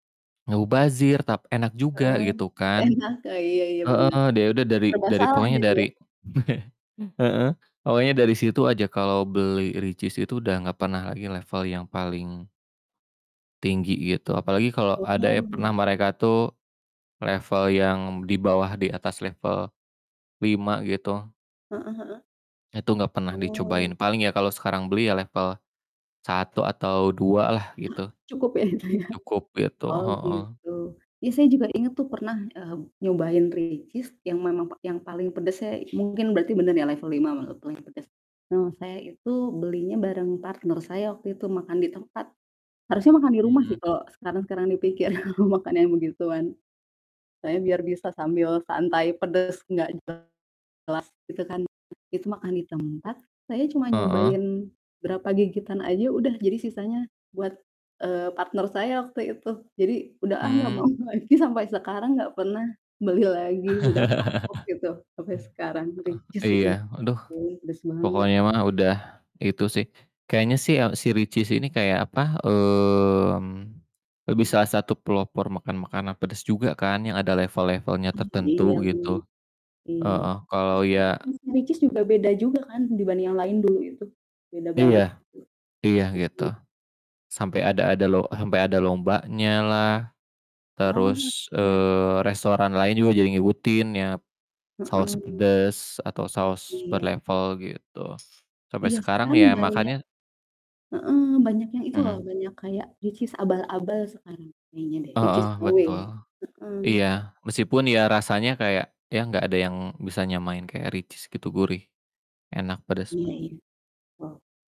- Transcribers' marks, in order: distorted speech; chuckle; static; other background noise; laughing while speaking: "ya itu ya?"; laughing while speaking: "dipikir"; laughing while speaking: "mau lagi"; laugh; tapping; "sampe" said as "hampe"
- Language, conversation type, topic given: Indonesian, unstructured, Apa pengalaman paling berkesanmu saat menyantap makanan pedas?